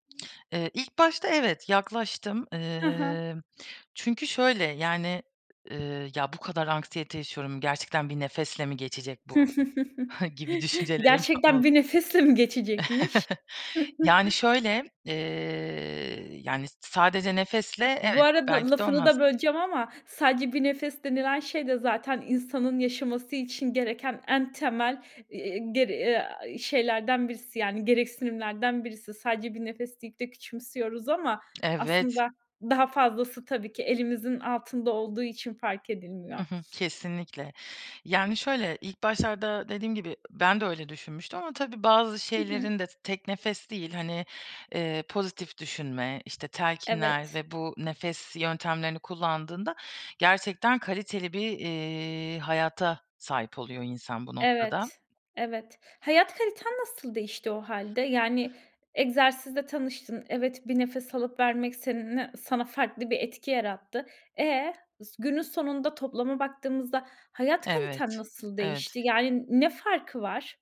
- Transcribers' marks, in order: lip smack; chuckle; scoff; chuckle; other background noise; other noise
- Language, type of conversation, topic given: Turkish, podcast, Kullanabileceğimiz nefes egzersizleri nelerdir, bizimle paylaşır mısın?